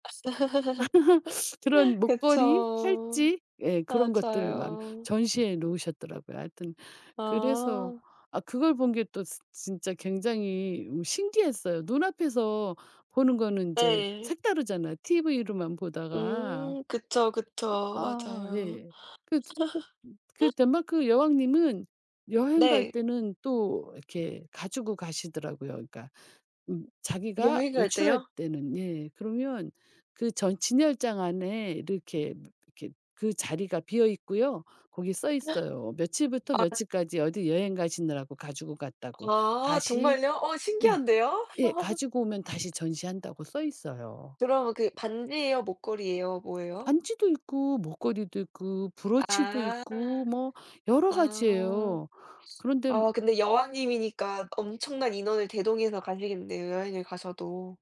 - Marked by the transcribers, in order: laugh; sniff; other background noise; tapping; laugh; laugh
- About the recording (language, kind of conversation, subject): Korean, unstructured, 가장 가고 싶은 여행지는 어디이며, 그 이유는 무엇인가요?